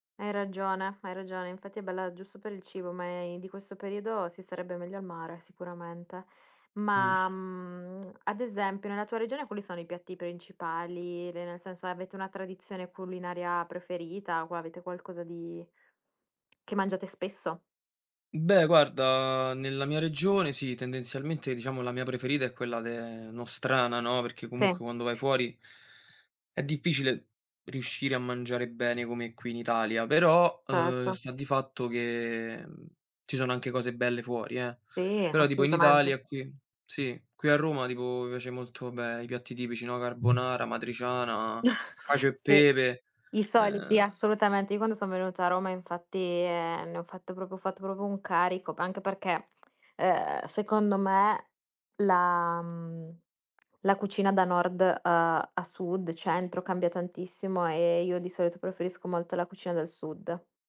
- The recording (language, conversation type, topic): Italian, unstructured, Qual è la tua tradizione culinaria preferita?
- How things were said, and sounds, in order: lip smack; tapping; other background noise; chuckle; lip smack